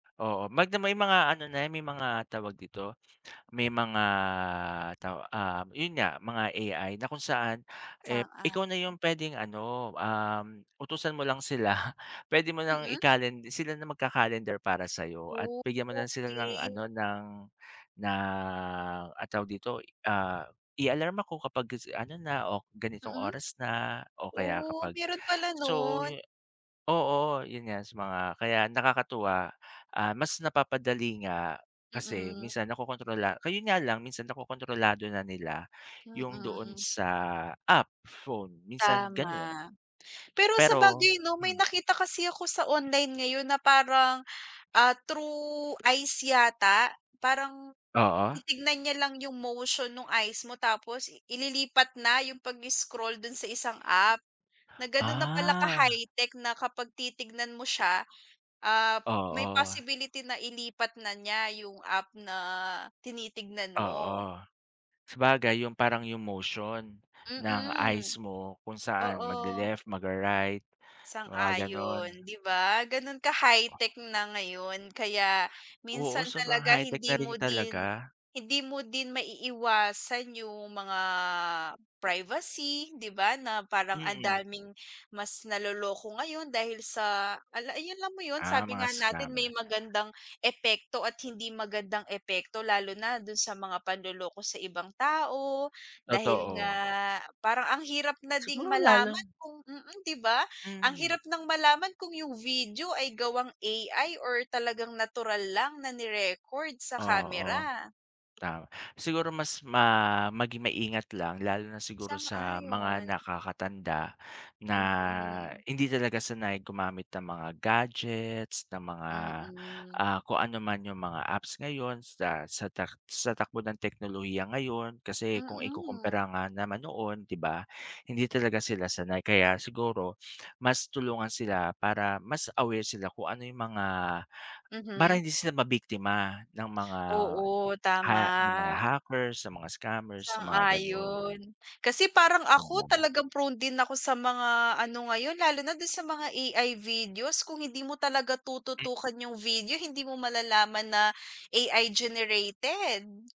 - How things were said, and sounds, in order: gasp; laughing while speaking: "sila"; tapping; other background noise
- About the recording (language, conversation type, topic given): Filipino, unstructured, Paano mo ginagamit ang teknolohiya sa pang-araw-araw mong buhay?